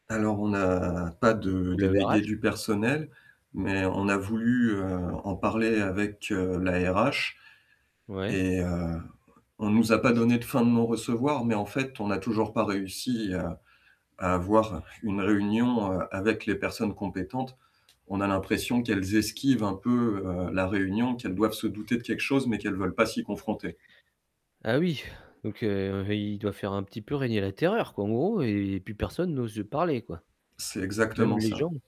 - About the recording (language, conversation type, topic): French, advice, Comment réagir lorsqu’un collègue rabaisse constamment mon travail en réunion ?
- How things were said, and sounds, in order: static; unintelligible speech; other background noise; distorted speech; tapping